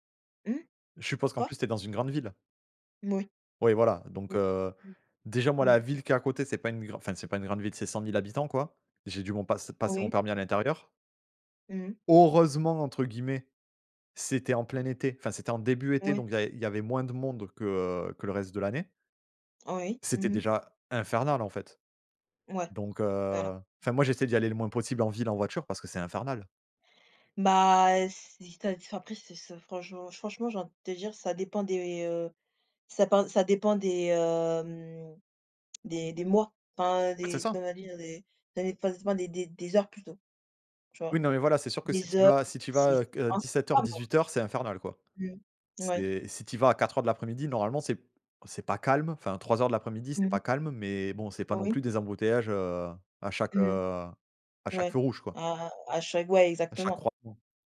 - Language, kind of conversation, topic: French, unstructured, Qu’est-ce qui vous met en colère dans les embouteillages du matin ?
- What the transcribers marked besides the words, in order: "heureusement" said as "horeusement"; stressed: "infernal"; unintelligible speech